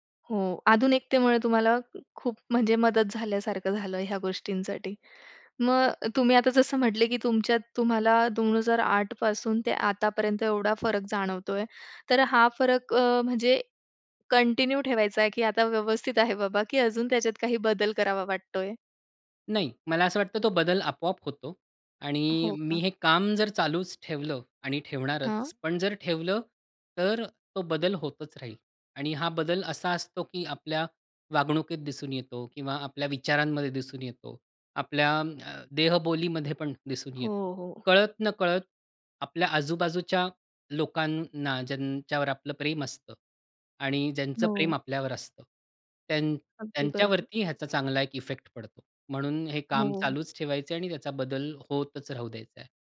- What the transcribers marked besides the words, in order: other noise; other background noise; in English: "कंटिन्यू"; tapping
- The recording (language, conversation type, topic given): Marathi, podcast, या उपक्रमामुळे तुमच्या आयुष्यात नेमका काय बदल झाला?